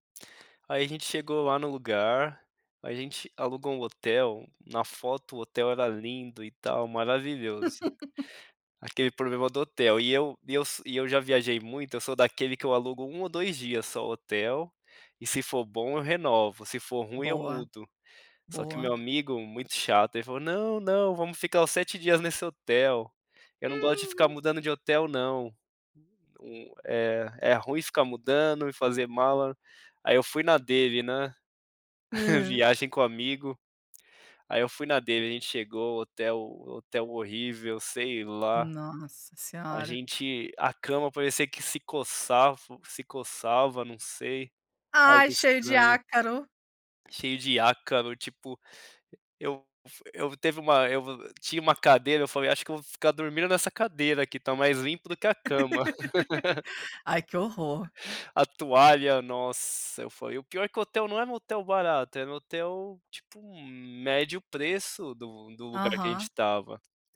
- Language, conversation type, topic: Portuguese, podcast, Me conta sobre uma viagem que despertou sua curiosidade?
- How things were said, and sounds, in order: laugh; snort; tapping; laugh; laugh